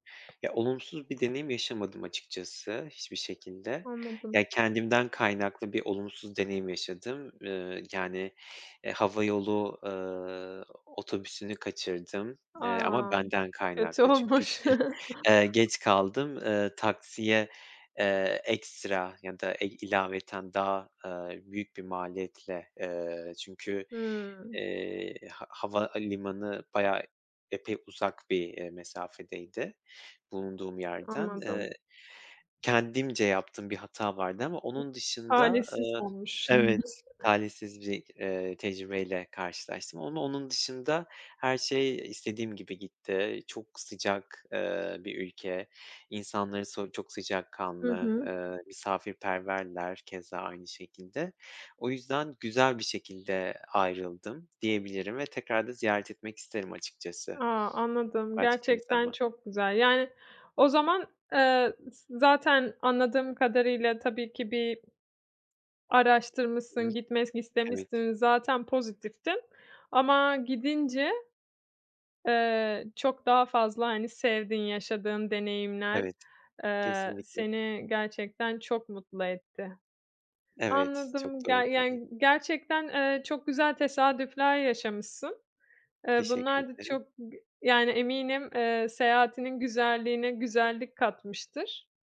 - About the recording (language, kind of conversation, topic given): Turkish, podcast, Bir yerliyle unutulmaz bir sohbetin oldu mu?
- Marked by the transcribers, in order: other background noise; laughing while speaking: "olmuş"; chuckle; chuckle; "gitmek" said as "gitmes"; tapping